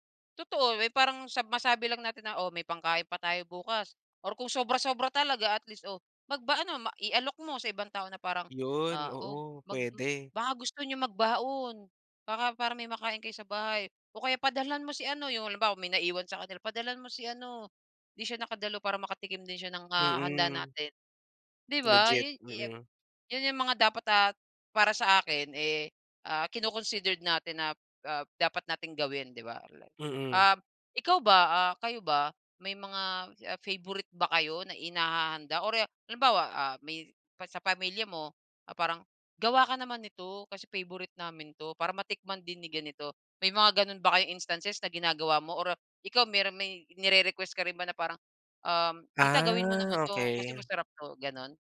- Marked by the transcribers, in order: "inihahanda" said as "inahahanda"; in English: "instances"
- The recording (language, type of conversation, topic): Filipino, podcast, Ano ang mga ginagawa mo para hindi masayang ang sobrang pagkain pagkatapos ng handaan?